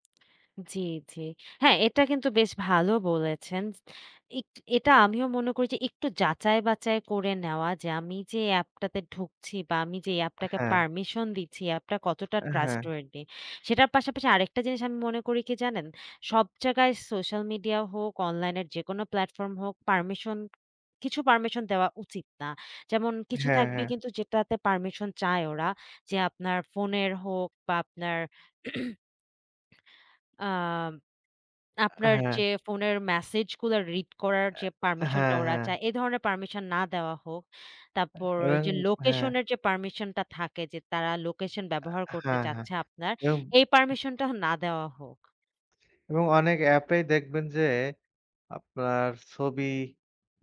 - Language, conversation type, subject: Bengali, unstructured, বড় বড় প্রযুক্তি কোম্পানিগুলো কি আমাদের ব্যক্তিগত তথ্য নিয়ে অন্যায় করছে?
- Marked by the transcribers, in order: "যাচাই-বাছাই" said as "বাচাই"; tapping; in English: "trustworthy"; throat clearing; other background noise